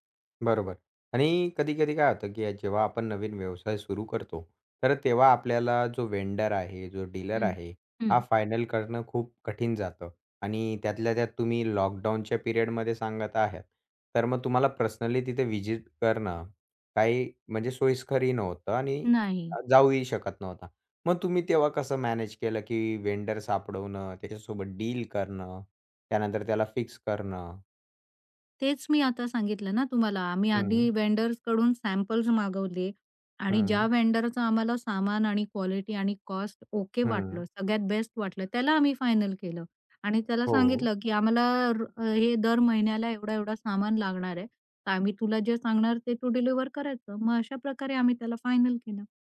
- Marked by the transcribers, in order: other background noise; in English: "वेन्डर"; in English: "वेन्डर"; in English: "वेन्डर्सकडून"; in English: "वेन्डरचं"
- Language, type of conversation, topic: Marathi, podcast, हा प्रकल्प तुम्ही कसा सुरू केला?